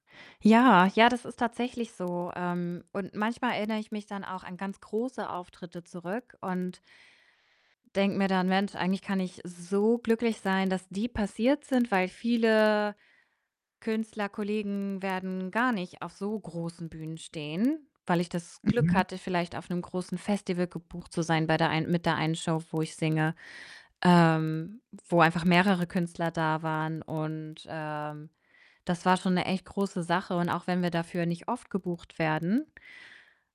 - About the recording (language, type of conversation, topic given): German, advice, Wie kann ich messbare Ziele setzen und meinen Fortschritt regelmäßig kontrollieren, damit ich diszipliniert bleibe?
- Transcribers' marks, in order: other background noise; distorted speech; stressed: "so"